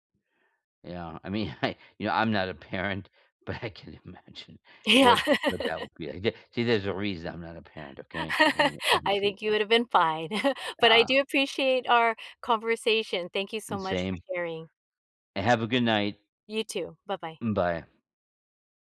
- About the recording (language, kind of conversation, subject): English, unstructured, What makes a relationship healthy?
- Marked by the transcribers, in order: laughing while speaking: "I"; laughing while speaking: "I can imagine"; laugh; tapping; chuckle; chuckle